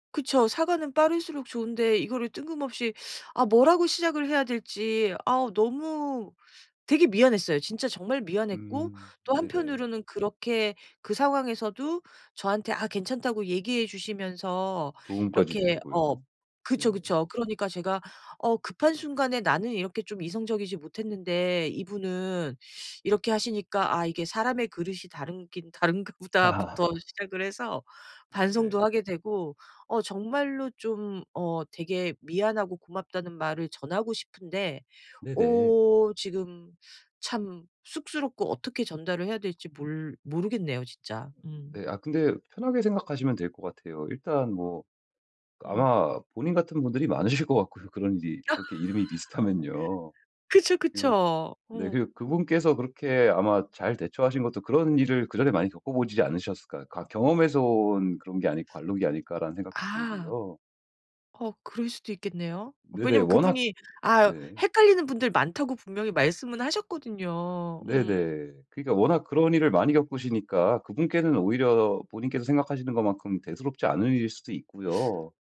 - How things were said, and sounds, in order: laugh; "다르기는" said as "다른긴"; laughing while speaking: "다른가 보다.'부터"; other background noise; laughing while speaking: "많으실"; laugh
- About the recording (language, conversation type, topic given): Korean, advice, 상처 준 사람에게 어떻게 진심 어린 사과를 전하고 관계를 회복할 수 있을까요?
- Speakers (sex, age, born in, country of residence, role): female, 50-54, South Korea, United States, user; male, 35-39, United States, United States, advisor